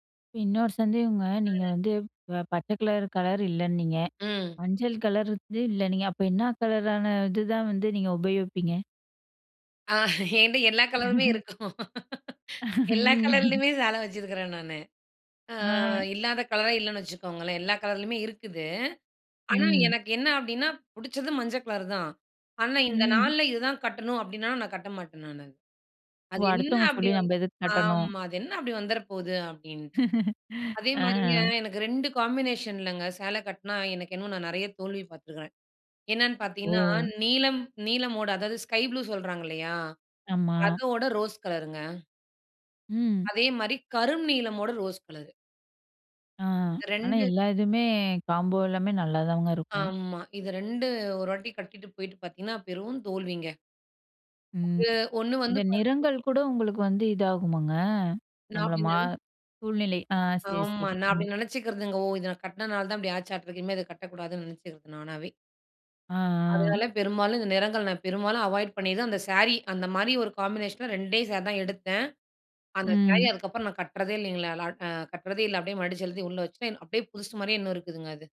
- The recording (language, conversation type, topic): Tamil, podcast, நிறங்கள் உங்கள் மனநிலையை எவ்வாறு பாதிக்கின்றன?
- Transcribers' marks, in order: unintelligible speech; laughing while speaking: "அ என்ட்ட எல்லா கலருமே இருக்கும். எல்லா கலர்லேயுமே சேலை வச்சிருக்கிறேன் நானு"; laugh; laughing while speaking: "ம்"; laugh; in English: "ஸ்கை ப்ளூ"; in English: "காம்போ"; unintelligible speech; in English: "அவாய்ட்"; in English: "காம்பினேஷன்ல"